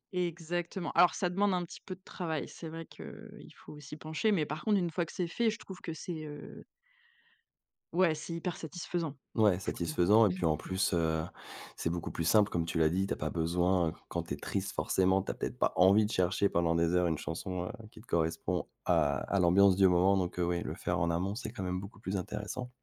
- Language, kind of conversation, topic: French, podcast, Comment la musique influence-t-elle tes journées ou ton humeur ?
- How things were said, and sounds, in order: throat clearing